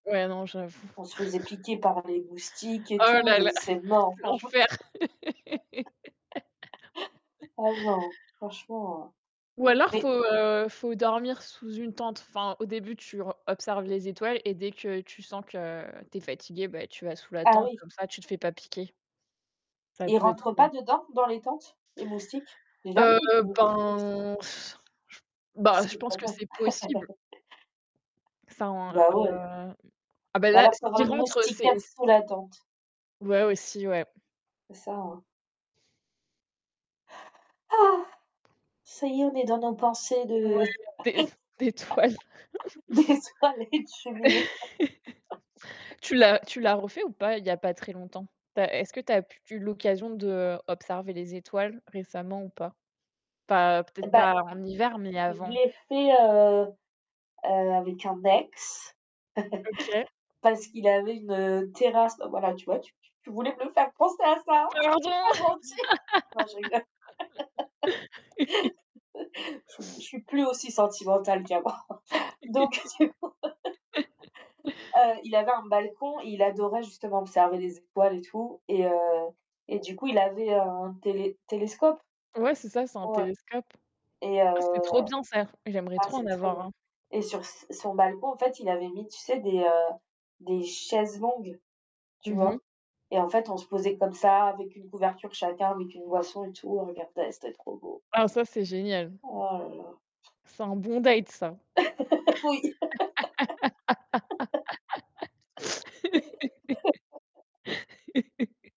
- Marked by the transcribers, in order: chuckle; distorted speech; static; chuckle; laugh; tapping; unintelligible speech; laugh; exhale; laughing while speaking: "toiles"; laugh; laughing while speaking: "des soirées de cheminée"; laugh; other noise; chuckle; laughing while speaking: "c'est pas gentil"; other background noise; chuckle; laugh; laughing while speaking: "qu'avant. Donc du coup"; laugh; chuckle; laugh; laughing while speaking: "Oui"; in English: "date"; laugh; laugh
- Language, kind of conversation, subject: French, unstructured, Préférez-vous les soirées d’hiver au coin du feu ou les soirées d’été sous les étoiles ?